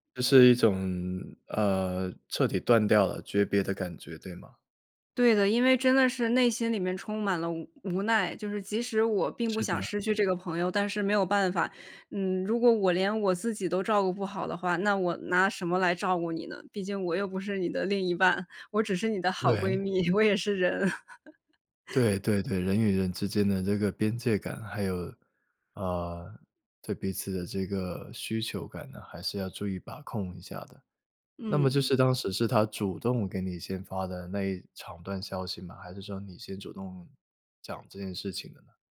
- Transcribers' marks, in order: chuckle
- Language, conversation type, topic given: Chinese, podcast, 你如何决定是留下还是离开一段关系？